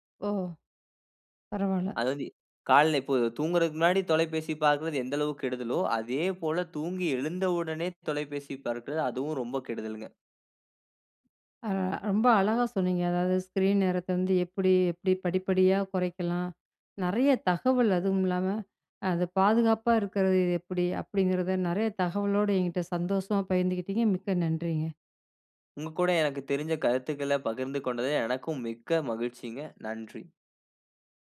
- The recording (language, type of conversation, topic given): Tamil, podcast, திரை நேரத்தை எப்படிக் குறைக்கலாம்?
- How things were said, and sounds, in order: other background noise; in English: "ஸ்க்ரீன்"